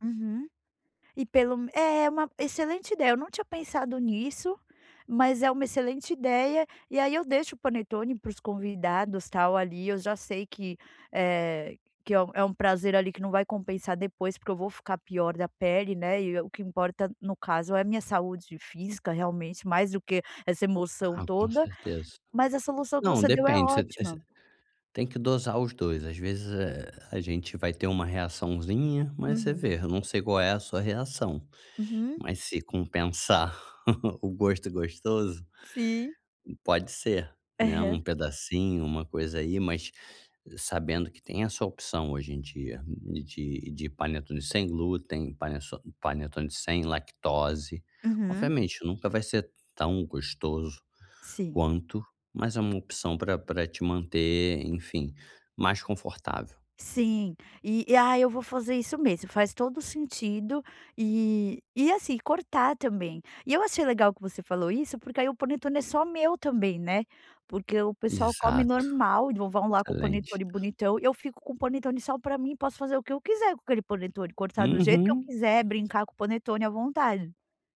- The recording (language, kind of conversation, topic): Portuguese, advice, Como posso manter uma alimentação equilibrada durante celebrações e festas?
- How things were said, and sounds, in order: laugh